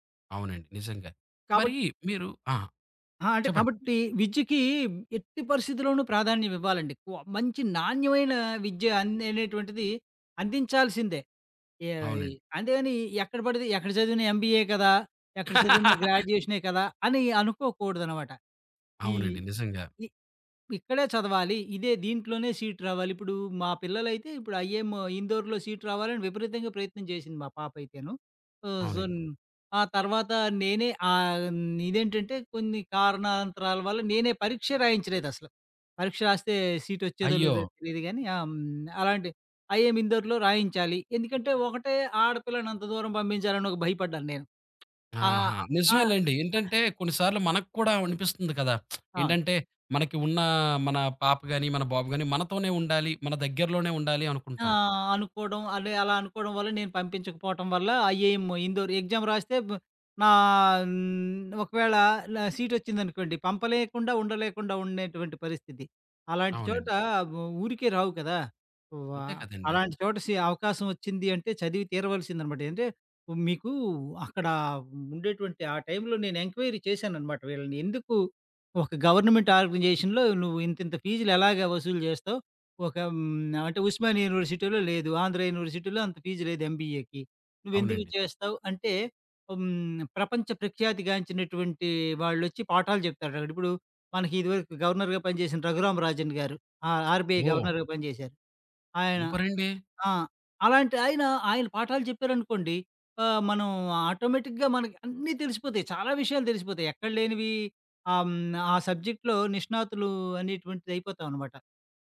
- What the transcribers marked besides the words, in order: stressed: "ఎట్టి"; in English: "ఎంబీఏ"; laugh; in English: "ఐఎం"; in English: "సొ"; in English: "ఐఎం"; other background noise; lip smack; in English: "ఐఏఎమ్"; in English: "ఎగ్జామ్"; in English: "ఎంక్వైరీ"; in English: "గవర్నమెంట్ ఆర్గనైజేషన్‌లో"; in English: "ఫీజ్"; in English: "ఎంబీఏకి"; in English: "గవర్నర్‌గా"; in English: "ఆర్‌బిఐ గవర్నర్‌గా"; "సూపరండి" said as "ఊపరండి"; in English: "ఆటోమేటిక్‌గా"; in English: "సబ్జెక్ట్‌లో"
- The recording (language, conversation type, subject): Telugu, podcast, పిల్లలకు తక్షణంగా ఆనందాలు కలిగించే ఖర్చులకే ప్రాధాన్యం ఇస్తారా, లేక వారి భవిష్యత్తు విద్య కోసం దాచిపెట్టడానికే ప్రాధాన్యం ఇస్తారా?